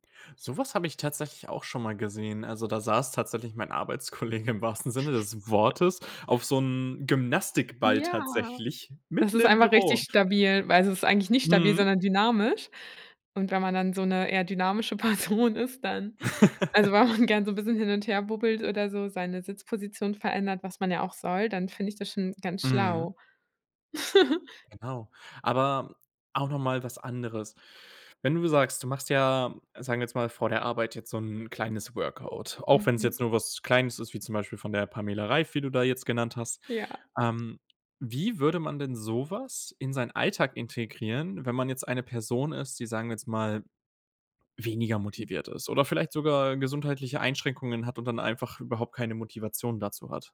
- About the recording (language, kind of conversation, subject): German, podcast, Wie integrierst du Bewegung in einen sitzenden Alltag?
- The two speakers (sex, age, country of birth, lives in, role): female, 30-34, Germany, Germany, guest; male, 20-24, Germany, Germany, host
- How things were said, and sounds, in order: laughing while speaking: "Arbeitskollege"; other background noise; laugh; joyful: "Ja"; joyful: "mitten im Büro"; laughing while speaking: "Person"; laugh; laughing while speaking: "wenn man gern"; giggle; tapping